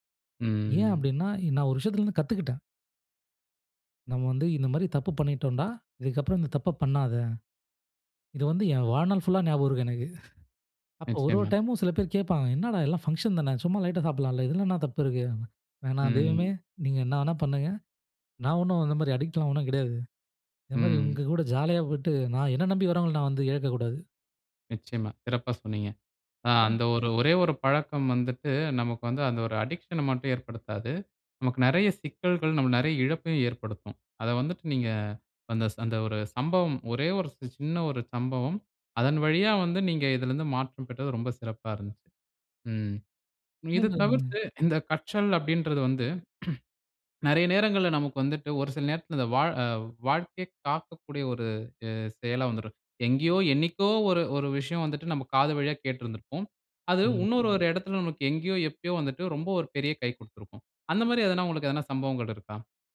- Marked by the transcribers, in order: drawn out: "ம்"; chuckle; laughing while speaking: "தெய்வமே நீங்க என்ன வேணா பண்ணுங்க … நான் வந்து இழக்கக்கூடாது"; in English: "அடிக்ட்லாம்"; in English: "அடிக்ஷன்ன"; unintelligible speech; throat clearing
- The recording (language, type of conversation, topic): Tamil, podcast, கற்றதை நீண்டகாலம் நினைவில் வைத்திருக்க நீங்கள் என்ன செய்கிறீர்கள்?